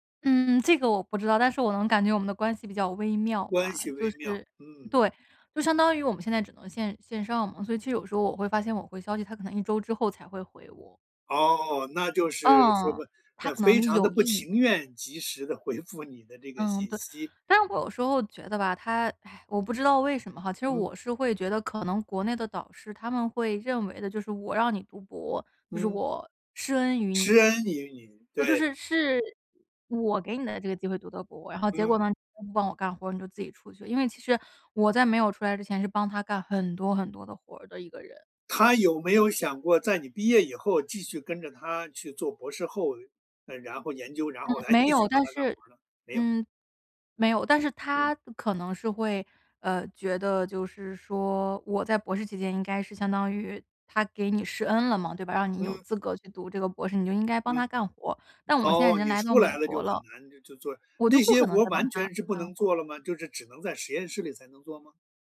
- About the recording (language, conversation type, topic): Chinese, podcast, 当导师和你意见不合时，你会如何处理？
- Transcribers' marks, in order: none